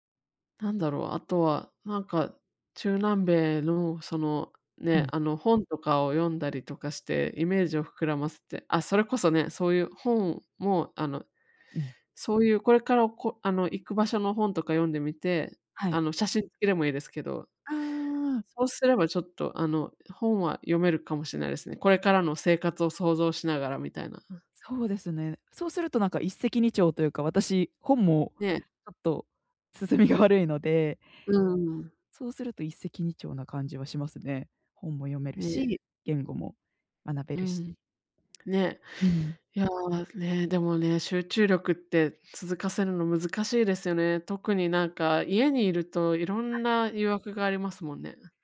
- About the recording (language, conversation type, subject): Japanese, advice, どうすれば集中力を取り戻して日常を乗り切れますか？
- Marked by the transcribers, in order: laughing while speaking: "進みが"; other background noise